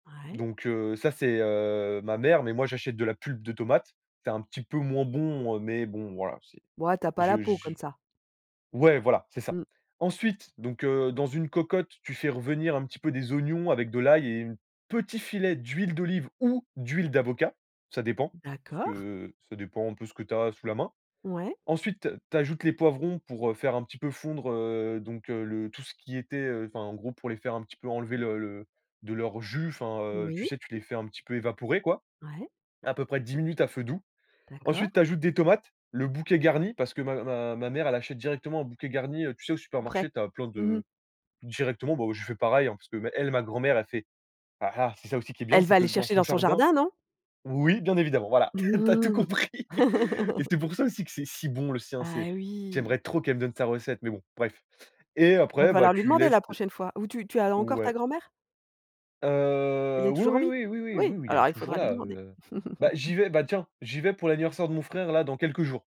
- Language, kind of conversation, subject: French, podcast, Y a-t-il une recette transmise dans ta famille ?
- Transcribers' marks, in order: other background noise; chuckle; laugh; laughing while speaking: "Tu as tout compris"; drawn out: "Heu"; chuckle